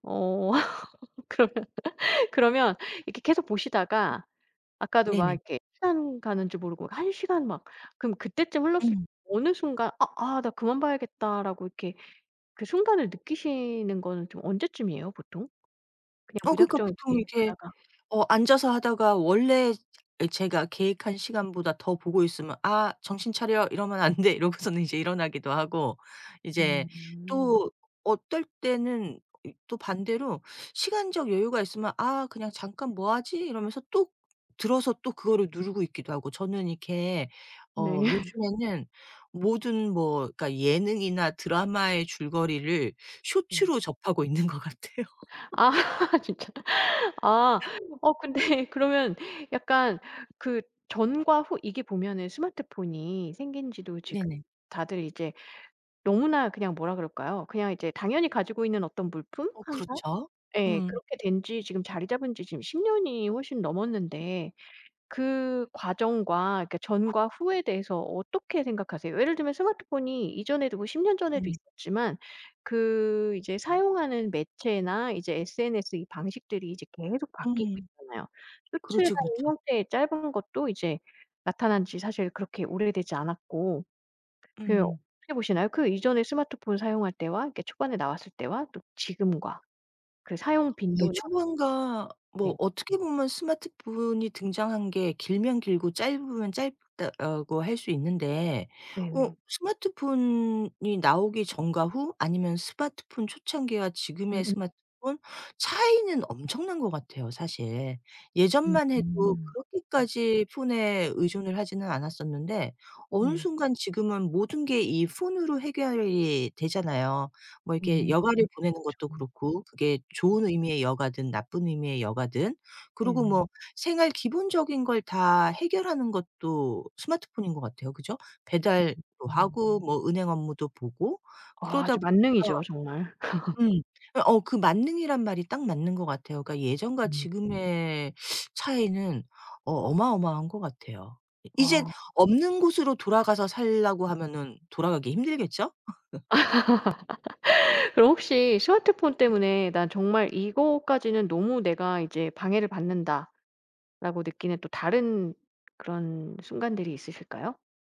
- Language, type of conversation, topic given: Korean, podcast, 디지털 디톡스는 어떻게 시작하면 좋을까요?
- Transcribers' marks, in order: laugh; laughing while speaking: "그러면"; tapping; laugh; laughing while speaking: "있는 것 같아요"; laughing while speaking: "아 진짜"; laugh; laughing while speaking: "근데"; laugh; other background noise; put-on voice: "폰으로"; laugh; teeth sucking; laugh